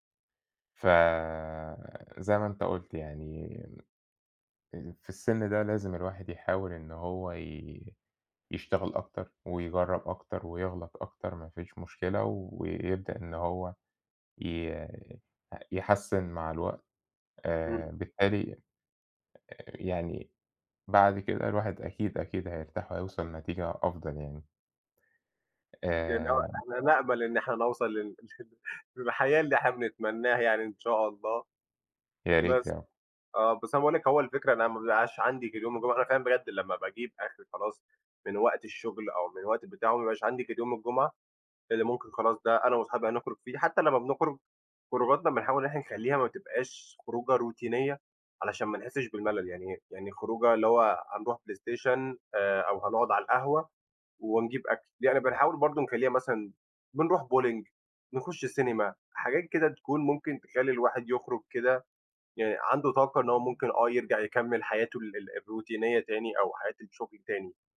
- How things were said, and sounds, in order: chuckle; in English: "روتينية"; in English: "bolling"; in English: "الروتينية"
- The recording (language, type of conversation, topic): Arabic, unstructured, إزاي تحافظ على توازن بين الشغل وحياتك؟
- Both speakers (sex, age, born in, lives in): male, 20-24, Egypt, Egypt; male, 30-34, Egypt, Spain